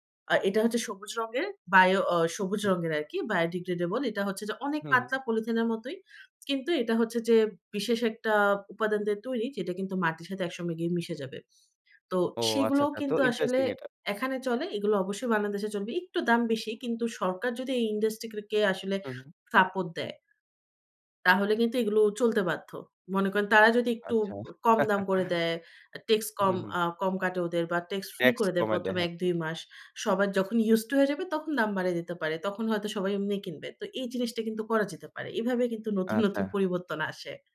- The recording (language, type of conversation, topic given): Bengali, podcast, প্লাস্টিক দূষণ নিয়ে আপনি কী ভাবেন?
- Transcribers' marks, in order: in English: "বায়ো ডিগ্রেডেবল"; "ট্যাক্স" said as "টেক্স"; chuckle; "ট্যাক্স" said as "টেক্স"; laughing while speaking: "নতুন, নতুন পরিবর্তন আসে"